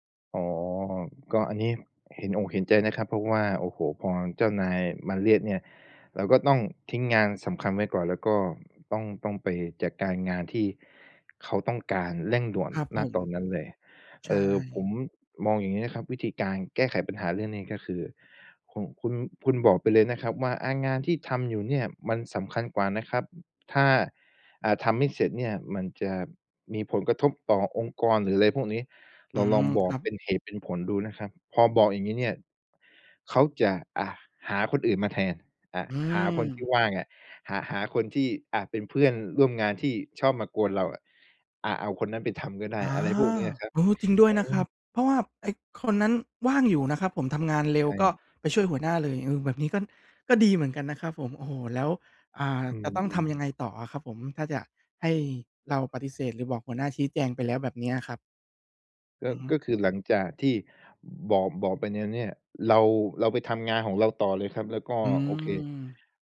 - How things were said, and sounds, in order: other background noise; "แล้ว" said as "แน้ว"
- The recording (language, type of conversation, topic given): Thai, advice, จะทำอย่างไรให้มีสมาธิกับงานสร้างสรรค์เมื่อถูกรบกวนบ่อยๆ?